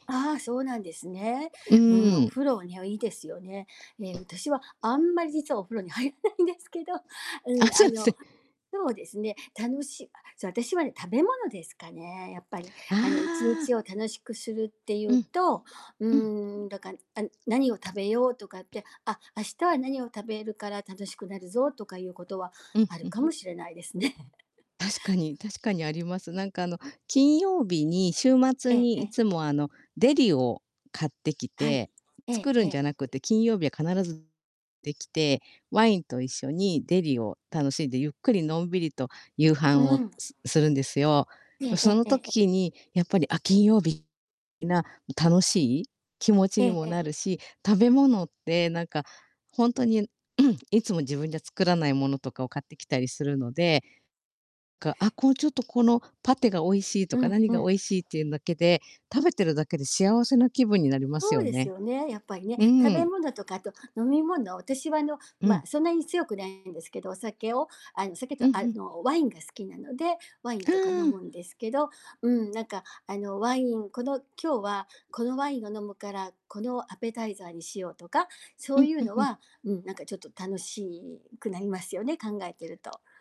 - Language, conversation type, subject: Japanese, unstructured, 毎日を楽しく過ごすために、どんな工夫をしていますか？
- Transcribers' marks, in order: other background noise; "私" said as "うたし"; laughing while speaking: "入らないんですけど"; chuckle; in English: "デリ"; mechanical hum; distorted speech; in English: "デリ"; "ほんとに" said as "ほんとにゅん"; throat clearing; in English: "アペタイザー"